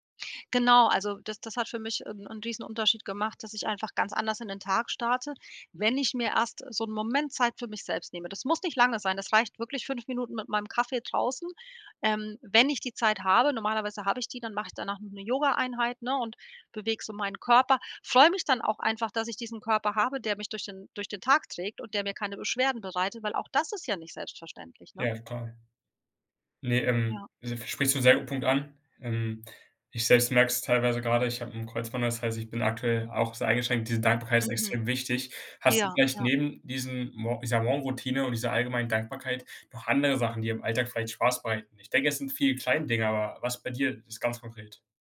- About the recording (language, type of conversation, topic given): German, podcast, Welche kleinen Alltagsfreuden gehören bei dir dazu?
- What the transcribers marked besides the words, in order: stressed: "wenn"; stressed: "wenn"; anticipating: "weil auch das"